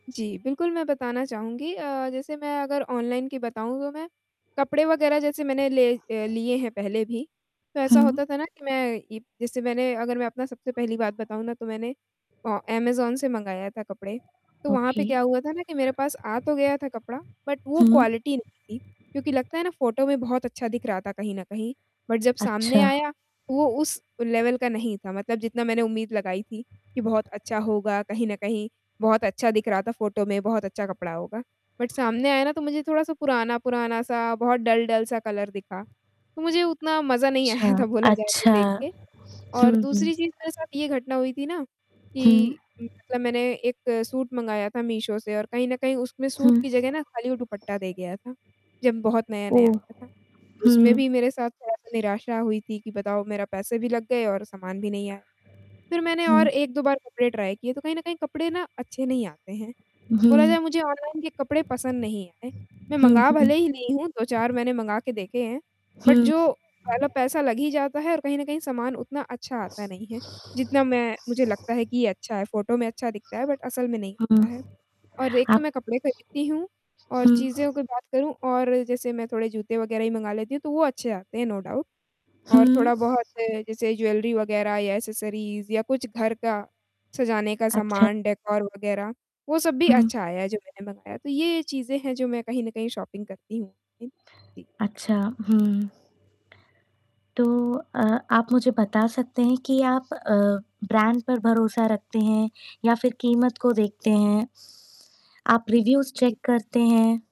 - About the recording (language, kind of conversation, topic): Hindi, advice, ऑनलाइन खरीदारी करते समय असली गुणवत्ता और अच्छी डील की पहचान कैसे करूँ?
- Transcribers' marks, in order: static; mechanical hum; distorted speech; in English: "ओके"; in English: "बट"; in English: "क्वालिटी"; in English: "बट"; in English: "लेवल"; in English: "बट"; in English: "डल-डल"; in English: "कलर"; laughing while speaking: "आया था"; in English: "ट्राय"; in English: "बट"; in English: "बट"; in English: "नो डाउट"; in English: "ज्वेलरी"; in English: "एक्सेसरीज़"; in English: "डेकोर"; in English: "शॉपिंग"; in English: "ब्रांड"; in English: "रिव्यूज़ चेक"